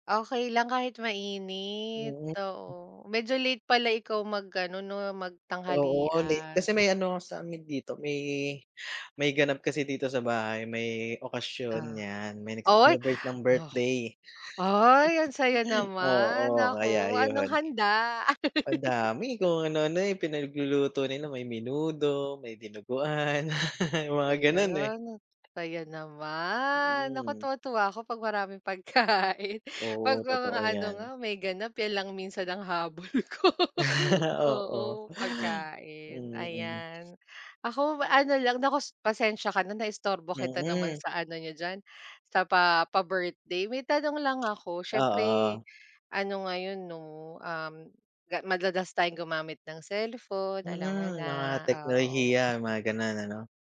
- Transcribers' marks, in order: drawn out: "mainit"; drawn out: "magtanghalian"; other background noise; giggle; chuckle; drawn out: "naman"; laughing while speaking: "pagkain"; laughing while speaking: "habol ko"
- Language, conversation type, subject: Filipino, unstructured, Ano ang mga pagbabagong naidulot ng teknolohiya sa mundo?